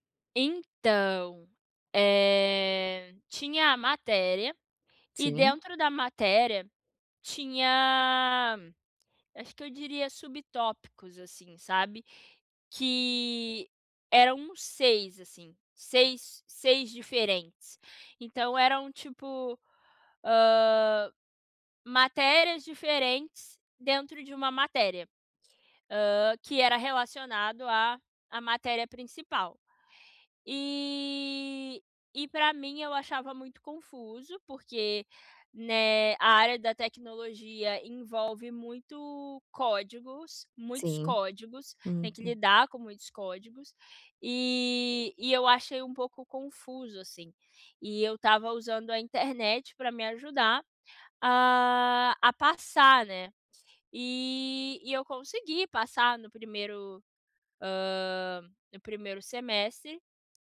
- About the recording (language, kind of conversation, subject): Portuguese, advice, Como posso retomar projetos que deixei incompletos?
- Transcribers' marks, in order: none